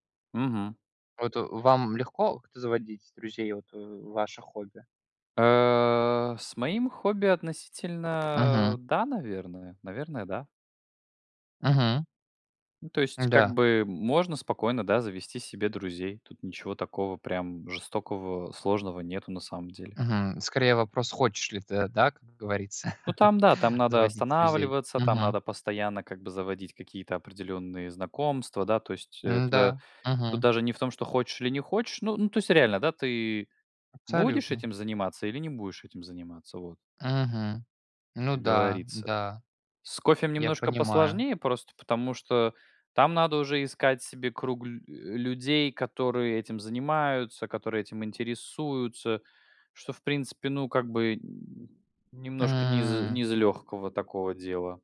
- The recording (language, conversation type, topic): Russian, unstructured, Как хобби помогает заводить новых друзей?
- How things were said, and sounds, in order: drawn out: "А"; other background noise; drawn out: "относительно"; laugh; tapping; drawn out: "М"